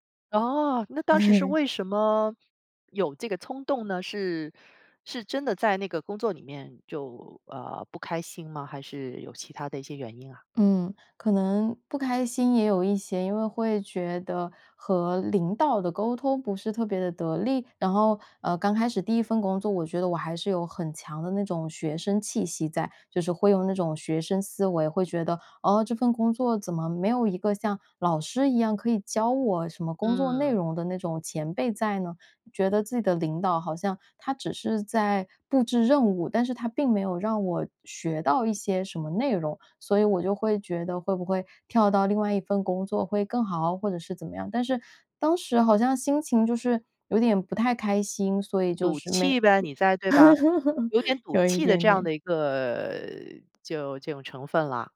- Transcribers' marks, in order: laughing while speaking: "对"; laugh
- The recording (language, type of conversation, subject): Chinese, podcast, 转行时如何处理经济压力？